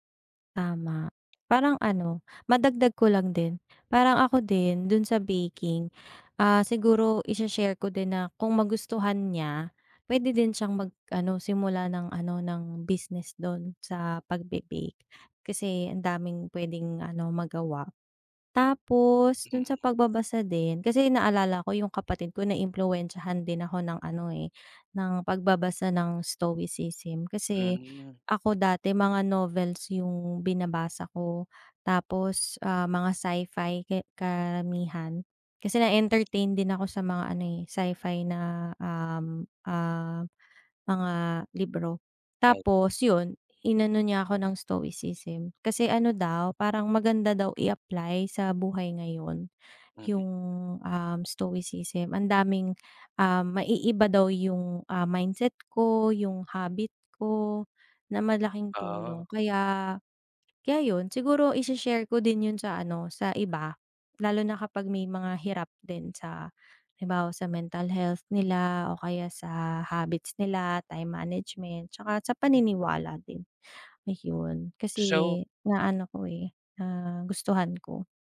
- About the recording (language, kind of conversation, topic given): Filipino, unstructured, Bakit mo gusto ang ginagawa mong libangan?
- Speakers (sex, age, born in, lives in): female, 30-34, Philippines, Philippines; male, 30-34, Philippines, Philippines
- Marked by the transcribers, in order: in English: "stoicism"; in English: "stoicism"; in English: "stoicism"